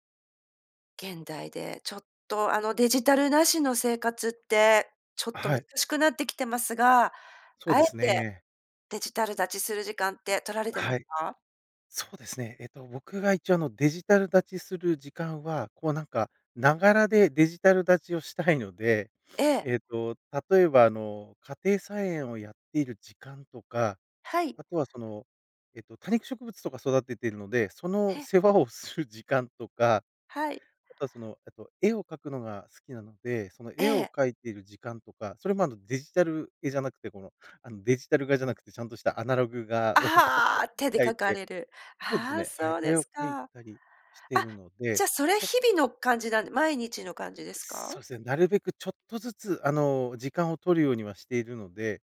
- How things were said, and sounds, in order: laughing while speaking: "デジタル断ちをしたいので"; sniff; laughing while speaking: "世話をする時間とか"; laughing while speaking: "アナログ画を、こう"
- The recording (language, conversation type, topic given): Japanese, podcast, あえてデジタル断ちする時間を取っていますか？